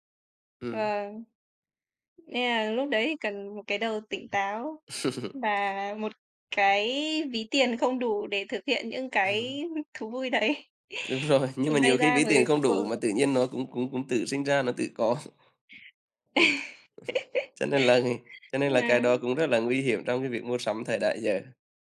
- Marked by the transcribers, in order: tapping; laugh; laughing while speaking: "rồi"; laughing while speaking: "đấy"; chuckle; unintelligible speech; laughing while speaking: "có"; other background noise; background speech; laugh; chuckle
- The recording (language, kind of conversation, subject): Vietnamese, unstructured, Bạn quyết định thế nào giữa việc tiết kiệm tiền và chi tiền cho những trải nghiệm?